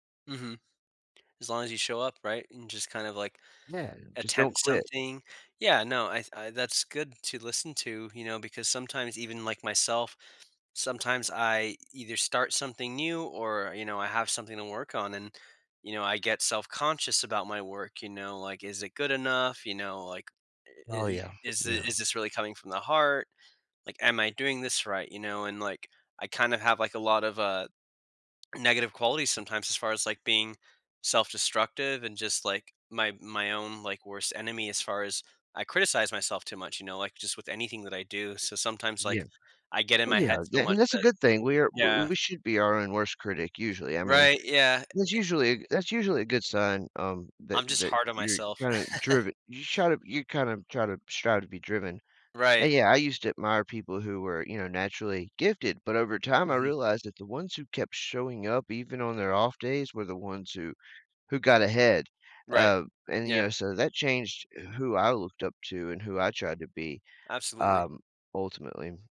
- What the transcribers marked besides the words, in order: other noise; tapping; other background noise; chuckle
- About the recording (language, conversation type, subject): English, podcast, How have your childhood experiences shaped who you are today?